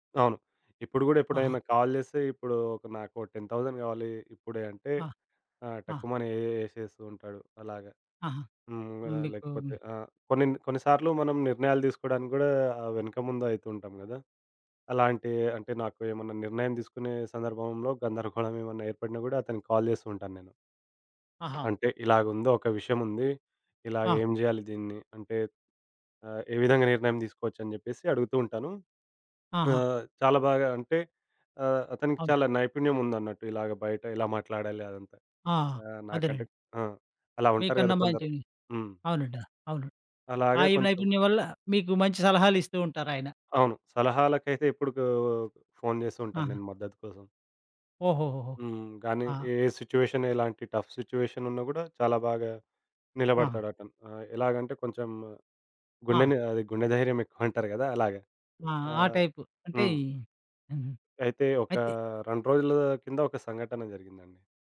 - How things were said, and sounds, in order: in English: "కాల్"; in English: "టెన్ థౌసండ్"; in English: "కాల్"; tapping; other background noise; in English: "సిట్యుయేషన్"; in English: "టఫ్ సిట్యుయేషన్"
- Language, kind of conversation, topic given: Telugu, podcast, స్నేహితుడి మద్దతు నీ జీవితాన్ని ఎలా మార్చింది?